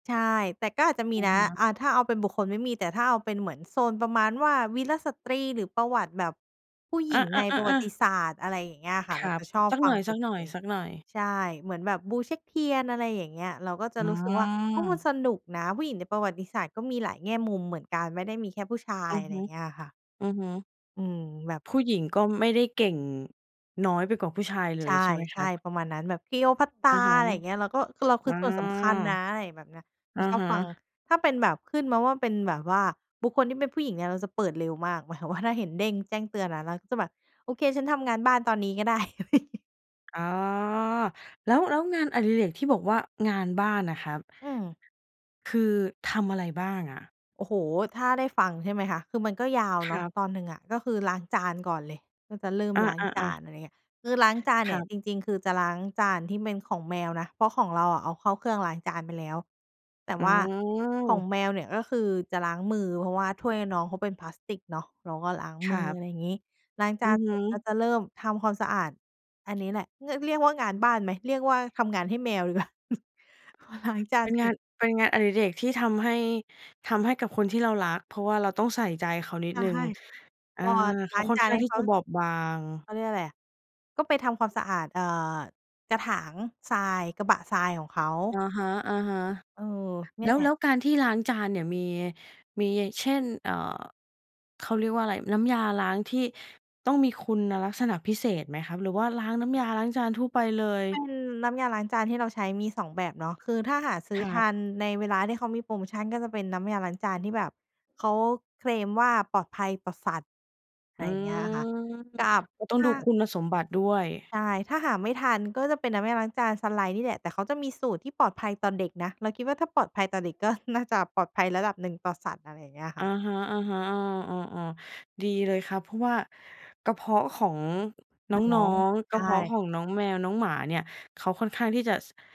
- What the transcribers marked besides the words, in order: other background noise; chuckle; laughing while speaking: "กว่า"; drawn out: "อืม"
- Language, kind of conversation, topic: Thai, podcast, งานอดิเรกอะไรที่ทำให้คุณเข้าสู่ภาวะลื่นไหลได้ง่ายที่สุด?